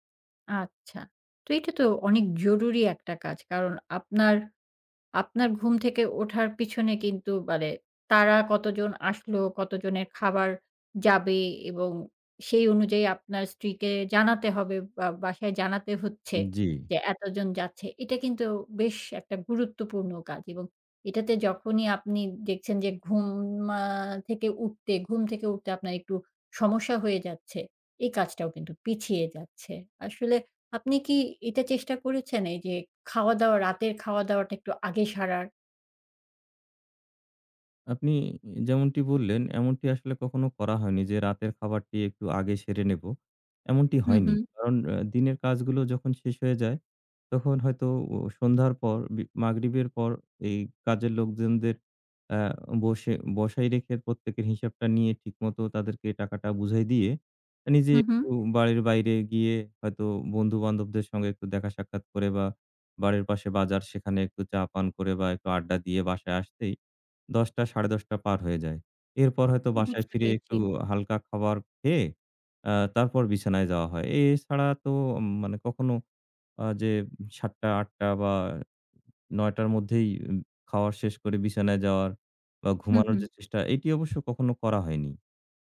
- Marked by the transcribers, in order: none
- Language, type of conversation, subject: Bengali, advice, নিয়মিত দেরিতে ওঠার কারণে কি আপনার দিনের অনেকটা সময় নষ্ট হয়ে যায়?
- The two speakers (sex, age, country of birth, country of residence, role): female, 40-44, Bangladesh, Finland, advisor; male, 40-44, Bangladesh, Bangladesh, user